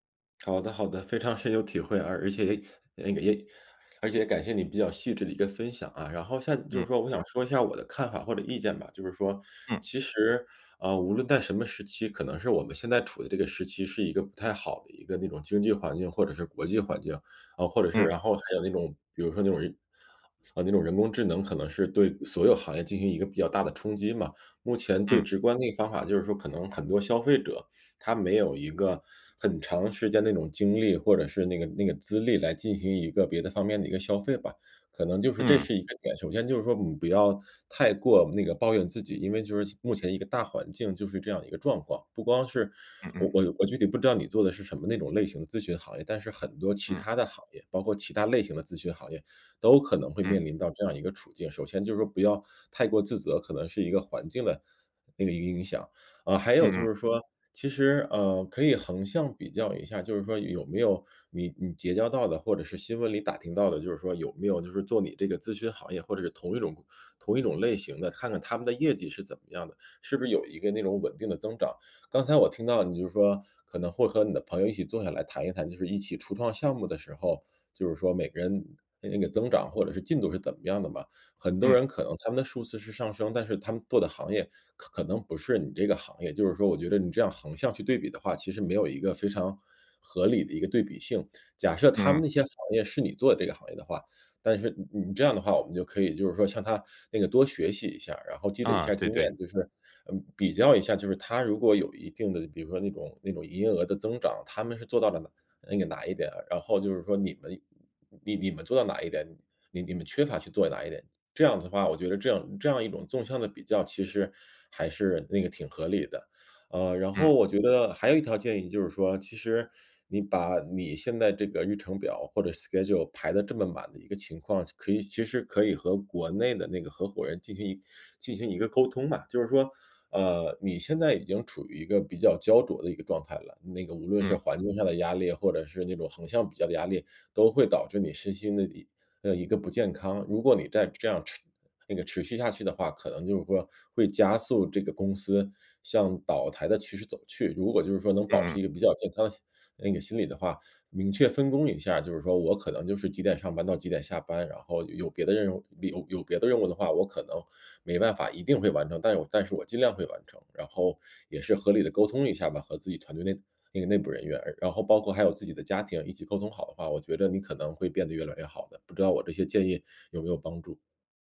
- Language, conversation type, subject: Chinese, advice, 如何在追求成就的同时保持身心健康？
- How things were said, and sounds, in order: in English: "schedule"